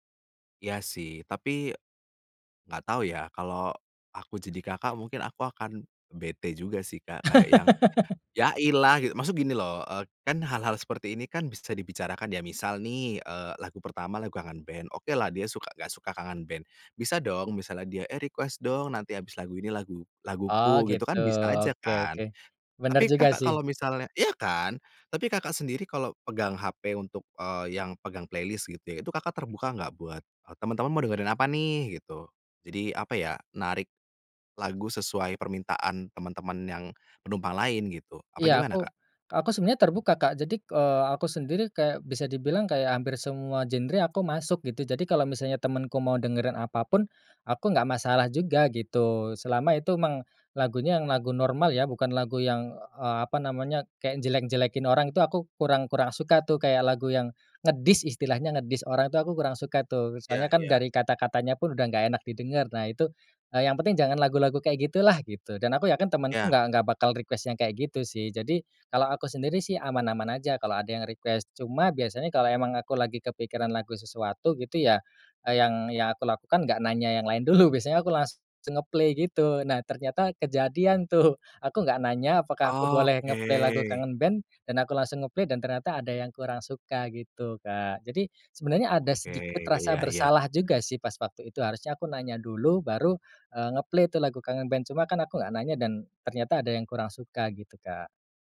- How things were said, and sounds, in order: laugh; in English: "request"; in English: "playlist"; in English: "request"; in English: "request"; laughing while speaking: "dulu"; in English: "nge-play"; laughing while speaking: "tuh"; in English: "nge-play"; in English: "nge-play"; in English: "nge-play"
- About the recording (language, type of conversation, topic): Indonesian, podcast, Pernahkah ada lagu yang memicu perdebatan saat kalian membuat daftar putar bersama?